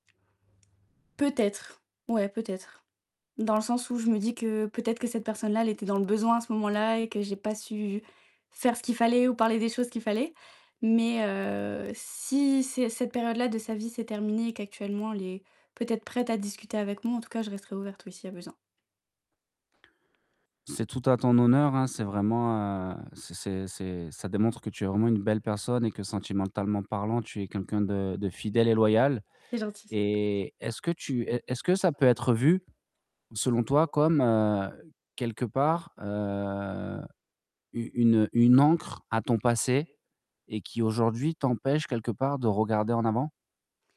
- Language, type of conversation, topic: French, advice, Comment puis-je rebondir après un rejet et retrouver rapidement confiance en moi ?
- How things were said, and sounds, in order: static; other background noise; distorted speech; tapping; background speech